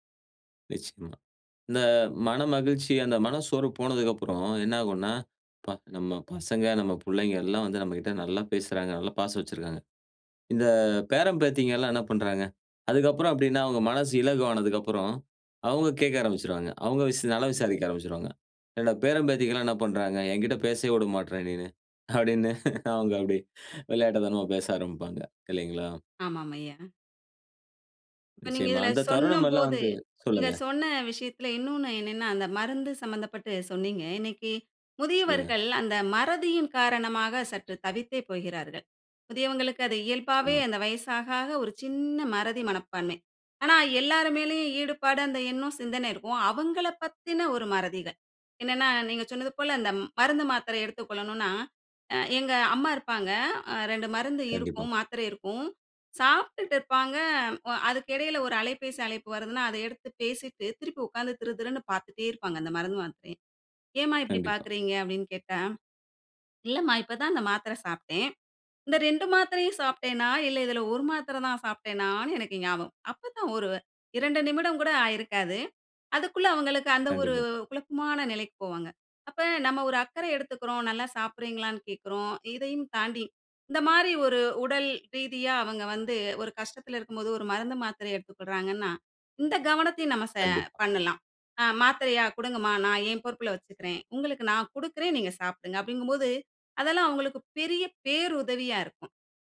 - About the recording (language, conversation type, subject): Tamil, podcast, வயதான பெற்றோரைப் பார்த்துக் கொள்ளும் பொறுப்பை நீங்கள் எப்படிப் பார்க்கிறீர்கள்?
- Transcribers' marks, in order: "விட" said as "உட"; laughing while speaking: "அப்பிடின்னு அவுங்க அப்பிடி"; inhale; "சொல்லும்போது" said as "சொன்னம்போது"; chuckle